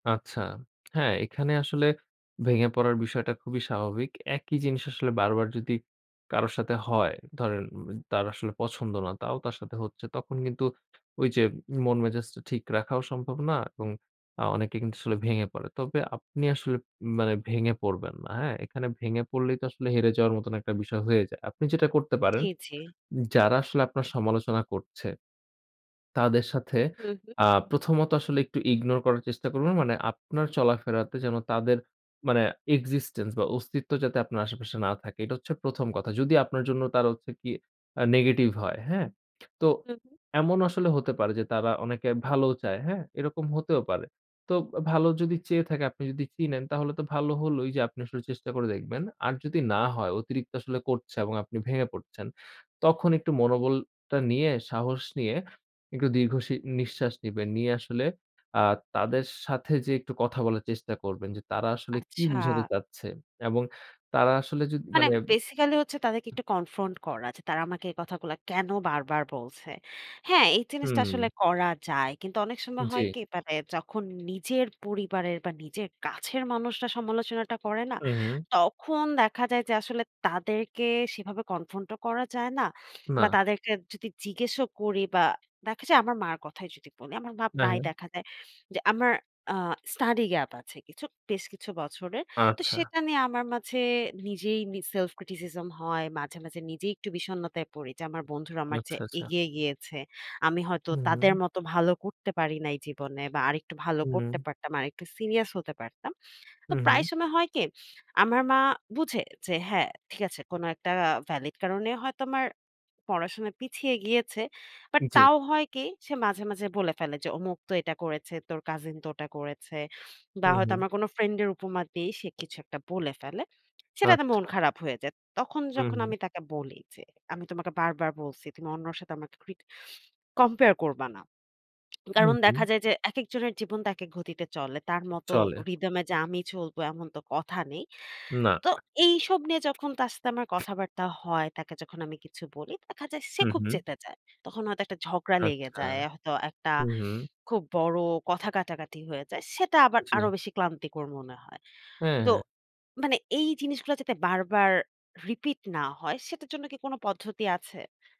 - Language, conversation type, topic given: Bengali, advice, সমালোচনার পরে কেন আমি ভেঙে পড়ি এবং নিজেকে ছোট মনে হয়?
- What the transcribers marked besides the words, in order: tapping; snort; in English: "miss self-criticism"; "সিরিয়াস" said as "সিনিয়াস"; snort; snort; snort; swallow; other background noise; snort; unintelligible speech